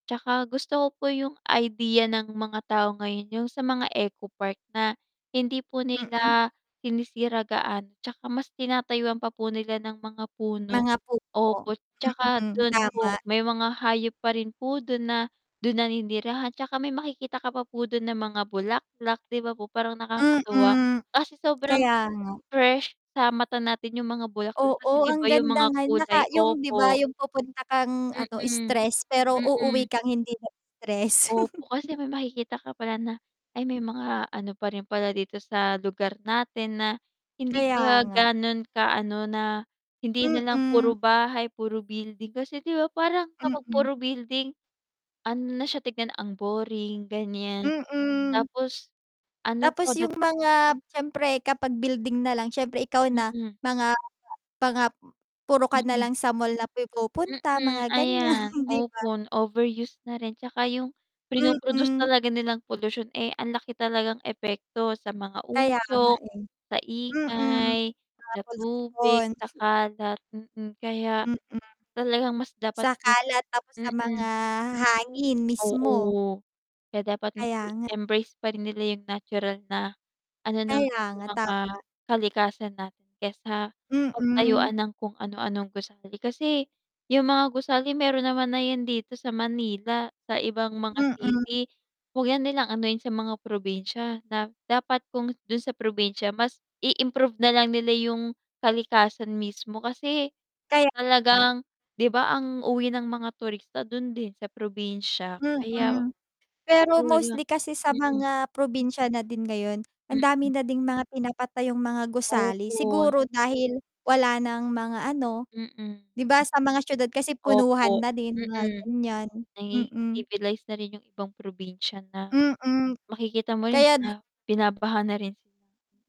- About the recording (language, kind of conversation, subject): Filipino, unstructured, Ano ang masasabi mo sa pagputol ng mga puno para sa pagtatayo ng mga gusali?
- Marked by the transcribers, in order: static; in English: "ecopark"; distorted speech; tapping; laugh; unintelligible speech; laughing while speaking: "gan'yan"; in English: "overuse"; in English: "civilize"